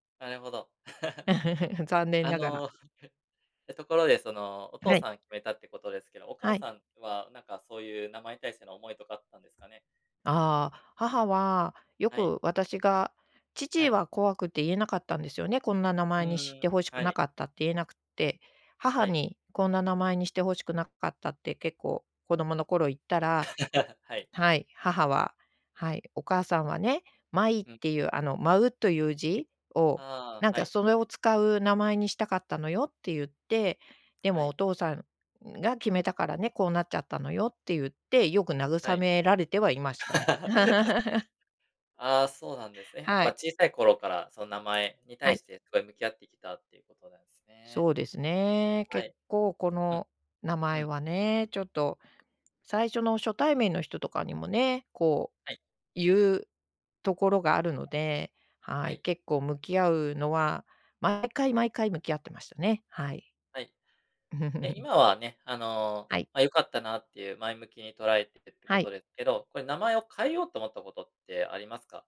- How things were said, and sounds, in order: laugh; chuckle; laugh; laugh; other noise; laugh; other background noise; chuckle
- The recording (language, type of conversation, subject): Japanese, podcast, 名前の由来や呼び方について教えてくれますか？